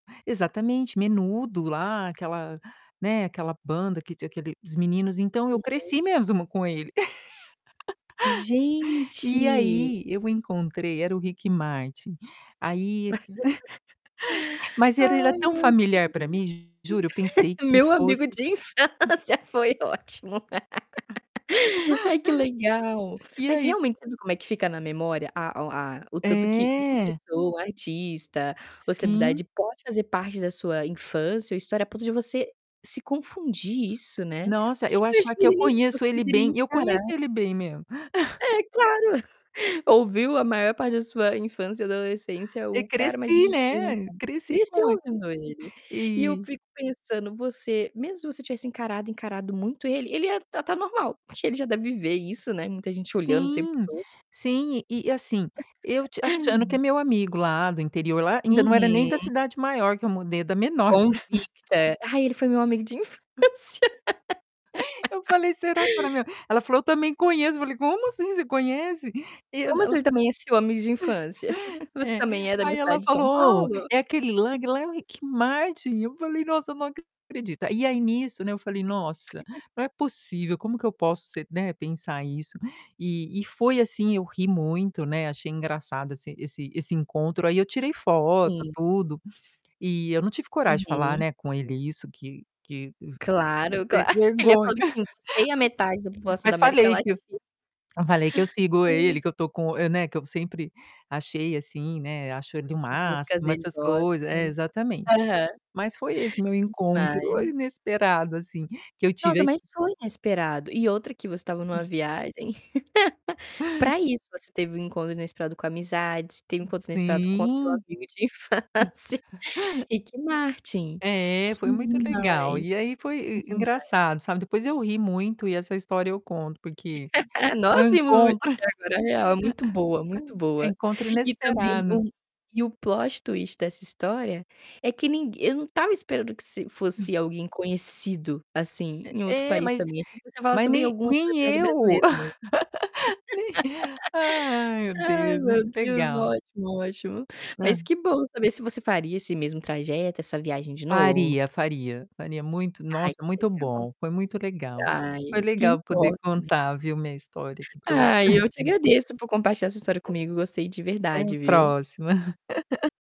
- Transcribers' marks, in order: tapping; static; distorted speech; laugh; chuckle; laugh; laughing while speaking: "Ai meu Deus. Meu amigo de infância foi ótimo"; laugh; chuckle; laugh; other background noise; chuckle; laugh; unintelligible speech; chuckle; laughing while speaking: "infância"; laugh; chuckle; chuckle; laughing while speaking: "claro"; laugh; chuckle; laugh; laugh; laughing while speaking: "infância"; chuckle; laugh; in English: "plot twist"; chuckle; laugh; laughing while speaking: "Nem"; laugh; chuckle; chuckle
- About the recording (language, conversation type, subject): Portuguese, podcast, Você pode contar sobre um encontro inesperado que marcou você?